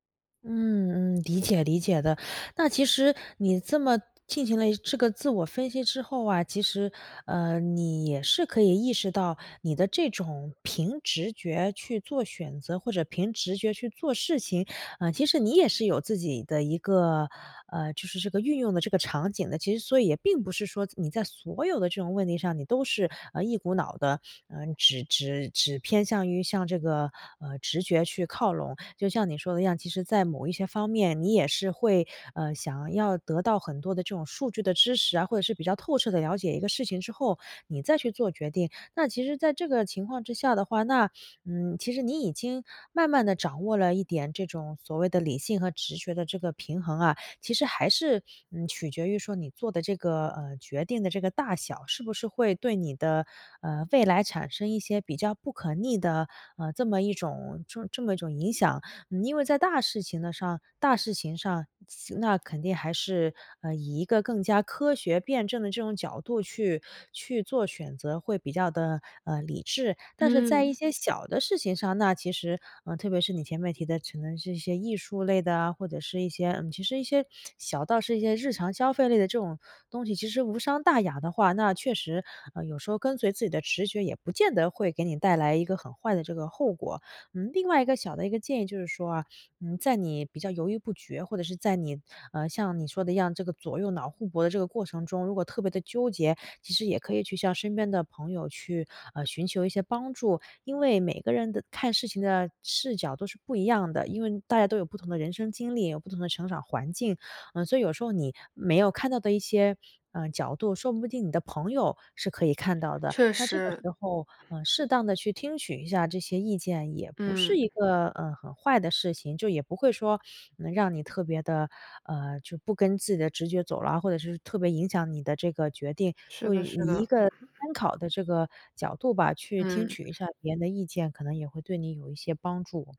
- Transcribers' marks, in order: other background noise; throat clearing
- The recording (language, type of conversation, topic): Chinese, advice, 我该如何在重要决策中平衡理性与直觉？